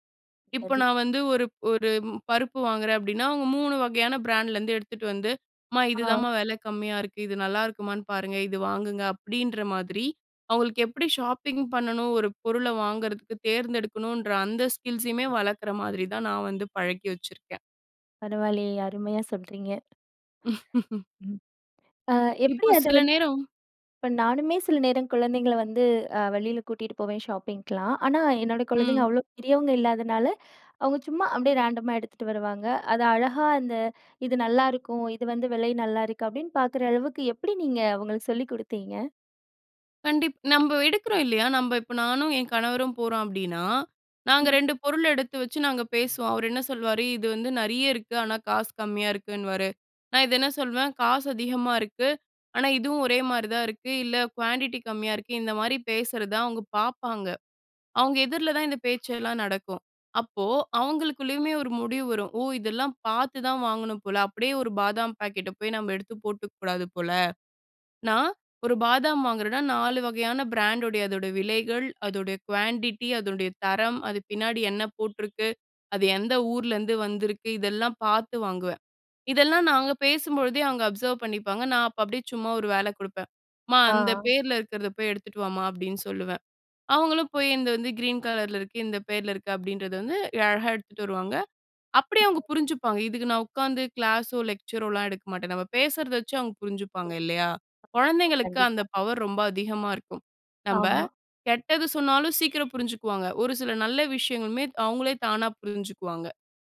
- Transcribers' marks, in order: in English: "ஷாப்பிங்"; in English: "ஸ்கில்ஸுமே"; chuckle; in English: "ஷாப்பிங்க்கலாம்"; in English: "ரேண்டமா"; other background noise; in English: "குவான்டிட்டி"; in English: "குவான்டிட்டி"; in English: "அப்சர்வ்"; unintelligible speech; in English: "கிளாஸோ, லெக்சரோலாம்"; unintelligible speech
- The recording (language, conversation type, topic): Tamil, podcast, குழந்தைகளின் திரை நேரத்தை நீங்கள் எப்படி கையாள்கிறீர்கள்?